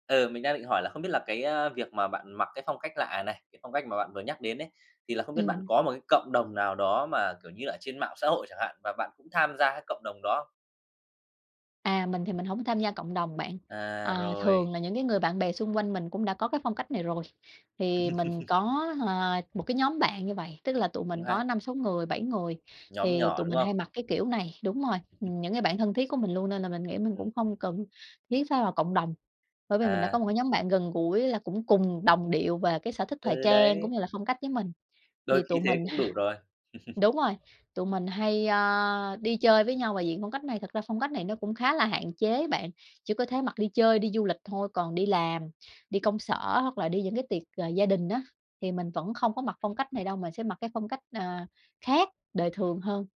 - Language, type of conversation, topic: Vietnamese, podcast, Bạn xử lý ra sao khi bị phán xét vì phong cách khác lạ?
- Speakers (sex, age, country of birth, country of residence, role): female, 30-34, Vietnam, Vietnam, guest; male, 30-34, Vietnam, Vietnam, host
- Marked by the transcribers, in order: other background noise; laugh; chuckle